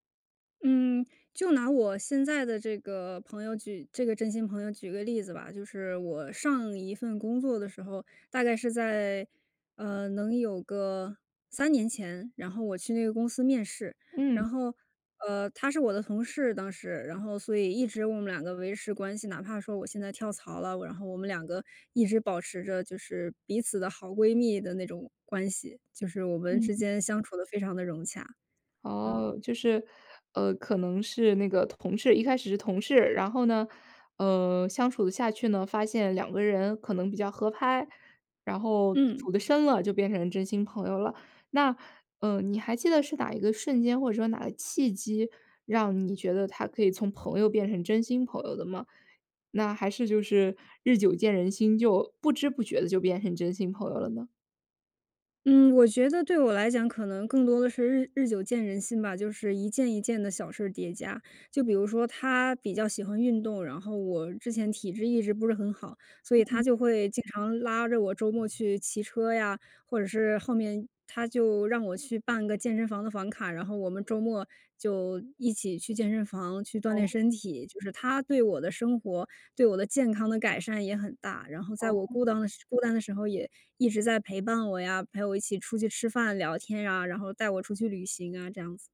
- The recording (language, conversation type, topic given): Chinese, podcast, 你是在什么瞬间意识到对方是真心朋友的？
- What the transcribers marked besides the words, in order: none